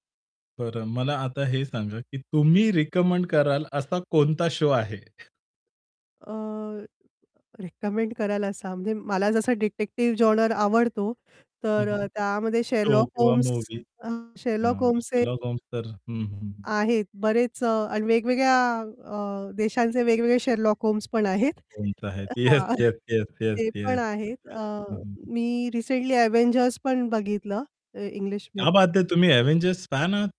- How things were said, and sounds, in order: in English: "शो"; other background noise; static; in English: "शो"; distorted speech; mechanical hum; tapping; unintelligible speech; chuckle; unintelligible speech; in Hindi: "क्या बात है"
- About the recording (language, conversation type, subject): Marathi, podcast, स्ट्रीमिंग सेवांनी मनोरंजनात काय बदल घडवले आहेत, असं तुला काय वाटतं?